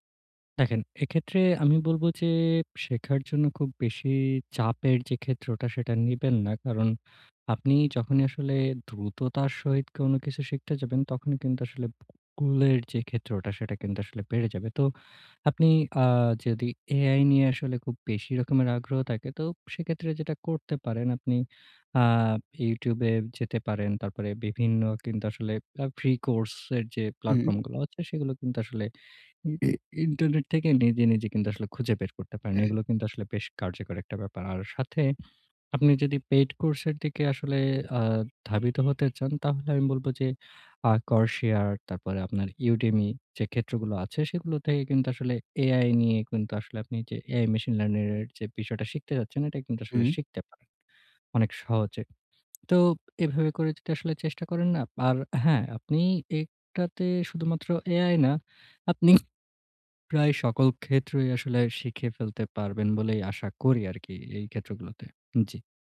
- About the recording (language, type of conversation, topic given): Bengali, advice, অজানাকে গ্রহণ করে শেখার মানসিকতা কীভাবে গড়ে তুলবেন?
- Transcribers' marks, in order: horn; tapping; hiccup; throat clearing; in English: "পেইড কোর্স"; "Coursera" said as "করShare"; other background noise; in English: "মেশিন লার্নিংয়ের"; other noise